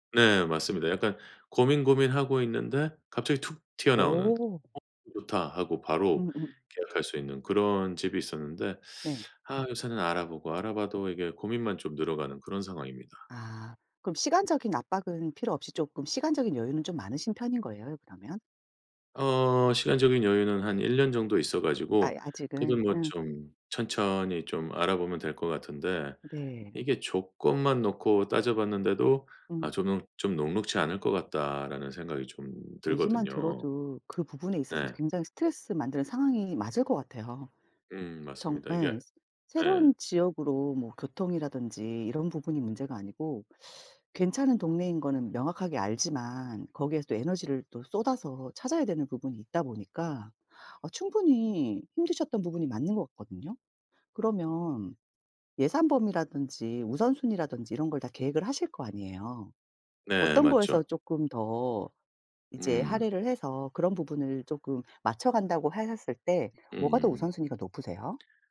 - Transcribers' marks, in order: other background noise; tapping
- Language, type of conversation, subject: Korean, advice, 새 도시에서 집을 구하고 임대 계약을 할 때 스트레스를 줄이려면 어떻게 해야 하나요?